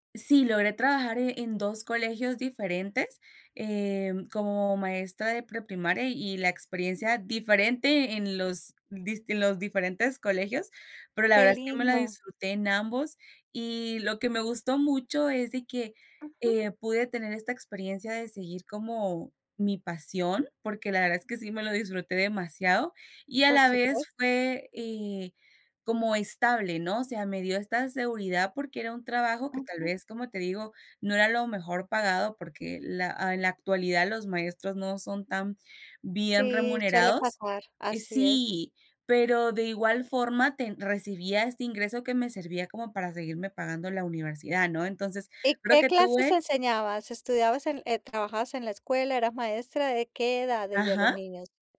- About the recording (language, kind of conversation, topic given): Spanish, podcast, ¿Qué te impulsa más: la pasión o la seguridad?
- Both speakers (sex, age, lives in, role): female, 20-24, United States, guest; female, 55-59, United States, host
- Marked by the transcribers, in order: other background noise